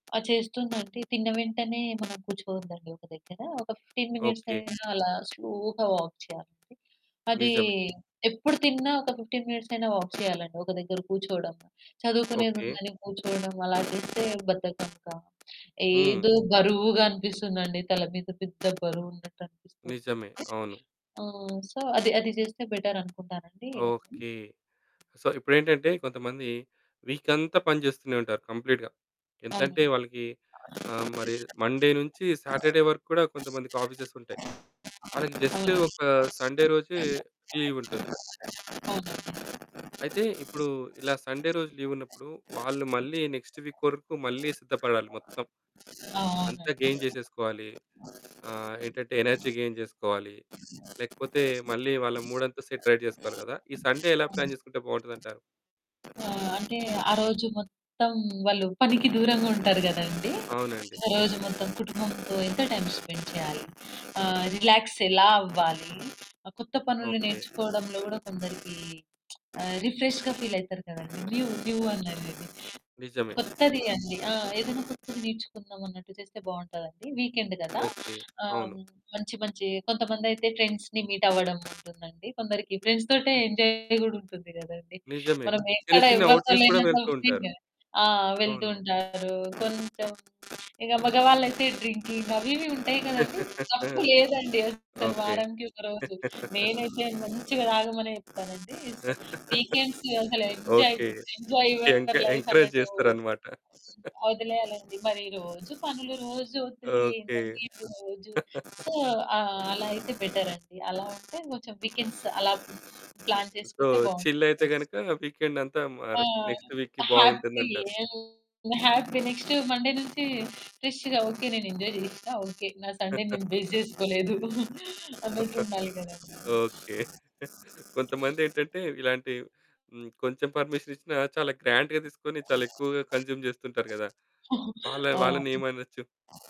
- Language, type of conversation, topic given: Telugu, podcast, పని, విశ్రాంతి మధ్య సమతుల్యం కోసం మీరు పాటించే ప్రధాన నియమం ఏమిటి?
- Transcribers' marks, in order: mechanical hum; in English: "ఫిఫ్టీన్ మినిట్స్"; in English: "స్లోగా వాక్"; in English: "ఫిఫ్టీన్ మినిట్స్"; in English: "వాక్"; in English: "సో"; distorted speech; in English: "సో"; in English: "కంప్లీట్‌గా"; in English: "మండే"; in English: "సాటర్డే"; in English: "ఆఫీసెస్"; in English: "సండే"; in English: "సండే"; in English: "నెక్స్ట్ వీక్"; in English: "గెయిన్"; in English: "ఎనర్జీ గెయిన్"; in English: "సెట్ రైట్"; in English: "సండే"; in English: "ప్లాన్"; in English: "స్పెండ్"; in English: "రిలాక్స్"; lip smack; in English: "రిఫ్రెష్‌గా"; in English: "న్యూ న్యూ"; in English: "వీకెండ్"; in English: "ఫ్రెండ్స్‌ని మీట్"; in English: "ఫ్రెండ్స్"; in English: "ఎంజాయ్"; in English: "అవుటింగ్స్"; in English: "ఫ్రీగా"; in English: "డ్రింకింగ్"; chuckle; chuckle; laugh; laughing while speaking: "ఎం ఎంకరేజ్ చేస్తారన్నమాట"; in English: "ఎం ఎంకరేజ్"; in English: "వీకెండ్స్"; in English: "ఎంజాయ్ ఎంజాయ్ యూర్ లైఫ్"; in English: "సో"; chuckle; in English: "వీకెండ్స్"; in English: "ప్లాన్"; in English: "సో, చిల్"; in English: "నెక్స్ట్ వీక్‌కి"; in English: "హ్యాపీ హ్యాపీ నెక్స్ట్ మండే"; in English: "ఫ్రెష్‌గా"; in English: "ఎంజాయ్"; in English: "సండే"; chuckle; in English: "వేస్ట్"; giggle; chuckle; giggle; in English: "గ్రాండ్‌గా"; in English: "కన్జ్యూమ్"; giggle